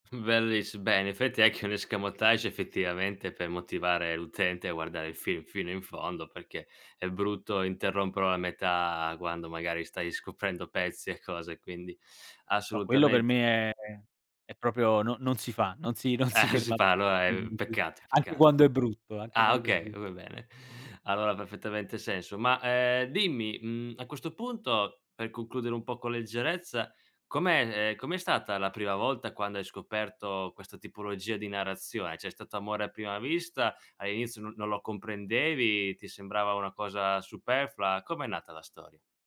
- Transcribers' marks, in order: "proprio" said as "propio"; laughing while speaking: "si ferma"; chuckle; unintelligible speech; "Cioè" said as "ceh"
- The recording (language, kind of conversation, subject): Italian, podcast, Come cambia la percezione di una storia a seconda del punto di vista?